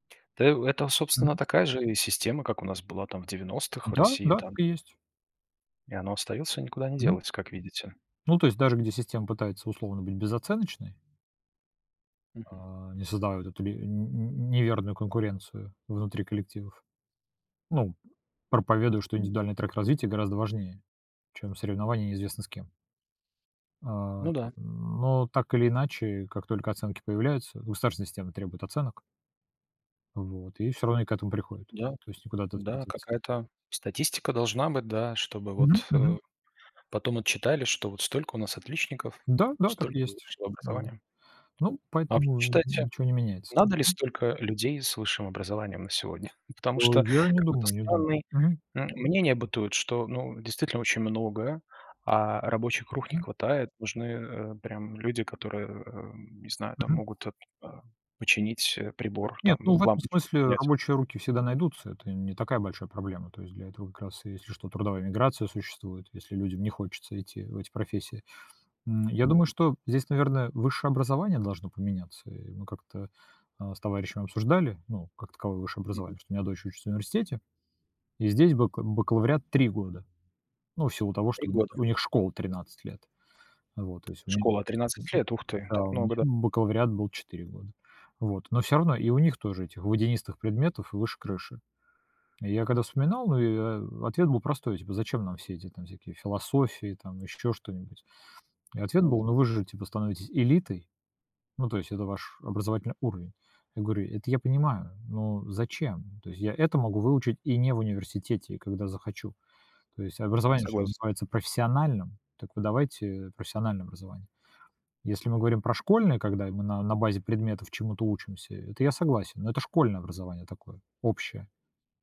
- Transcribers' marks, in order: tapping; other background noise; chuckle
- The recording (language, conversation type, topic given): Russian, unstructured, Что важнее в школе: знания или навыки?